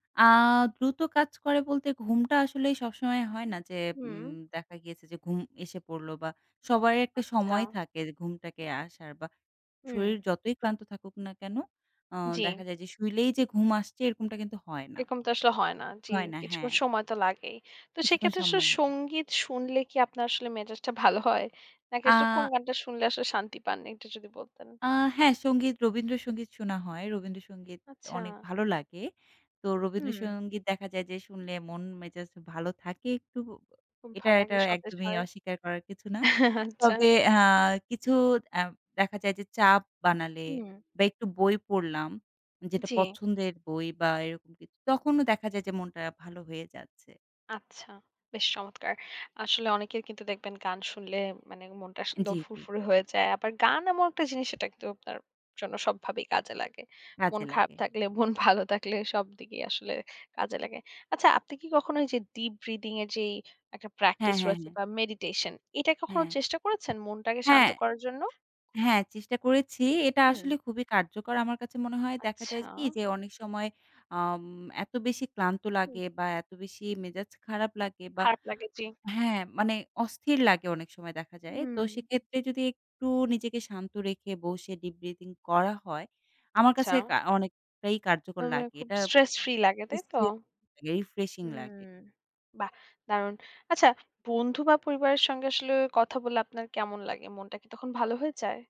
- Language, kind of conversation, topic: Bengali, podcast, ক্লান্ত ও খিটখিটে মেজাজে বাইরে গেলে মন দ্রুত শান্ত করার কোনো সহজ কৌশল আছে কি?
- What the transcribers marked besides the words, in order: chuckle; laughing while speaking: "আচ্ছা"; laughing while speaking: "মন ভালো থাকলে"; tapping